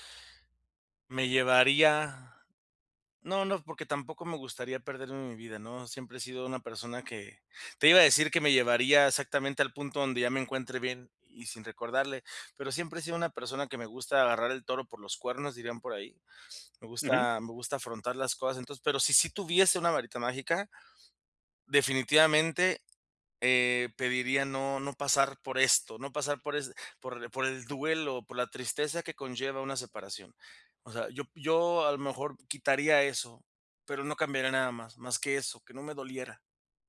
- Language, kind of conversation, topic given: Spanish, advice, ¿Cómo puedo sobrellevar las despedidas y los cambios importantes?
- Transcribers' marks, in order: none